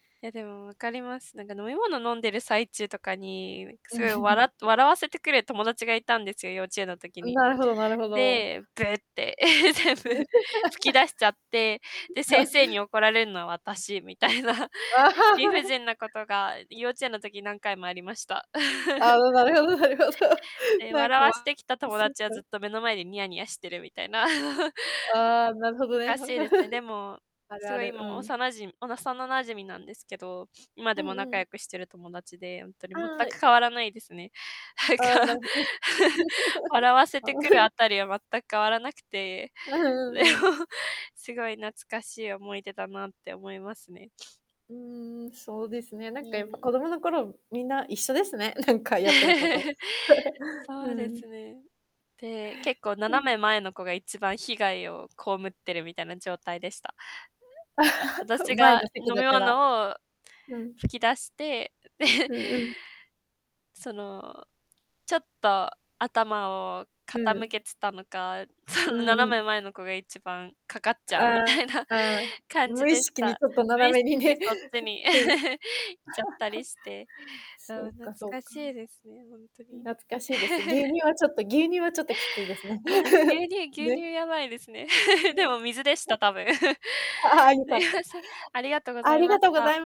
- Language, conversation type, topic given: Japanese, unstructured, 食べ物にまつわる子どもの頃の思い出を教えてください。?
- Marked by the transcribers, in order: chuckle; unintelligible speech; laughing while speaking: "え、全部"; chuckle; laugh; laughing while speaking: "みたいな"; chuckle; laughing while speaking: "なるほど"; distorted speech; chuckle; chuckle; laughing while speaking: "なんか"; chuckle; unintelligible speech; chuckle; laughing while speaking: "れも"; sniff; other background noise; chuckle; laughing while speaking: "なんかやってること"; chuckle; chuckle; unintelligible speech; laugh; laughing while speaking: "その"; laughing while speaking: "みたいな"; unintelligible speech; chuckle; chuckle; chuckle; unintelligible speech; chuckle; unintelligible speech; laughing while speaking: "は は、よかった"; chuckle; unintelligible speech